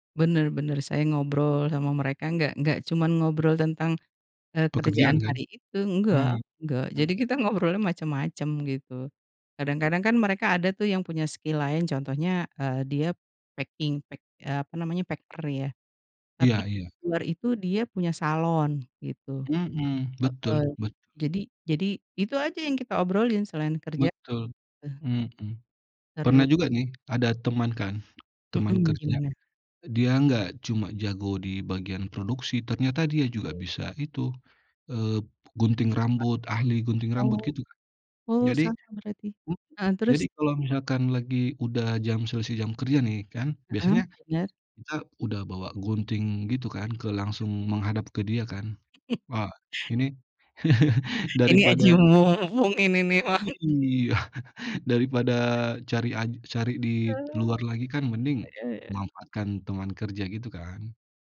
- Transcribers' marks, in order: laughing while speaking: "ngobrolnya"; tapping; in English: "skill"; in English: "packing, pack"; in English: "packer"; other background noise; chuckle; laugh; laughing while speaking: "mumpung ini nih mah"; laugh; chuckle
- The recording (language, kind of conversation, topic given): Indonesian, unstructured, Apa hal paling menyenangkan yang pernah terjadi di tempat kerja?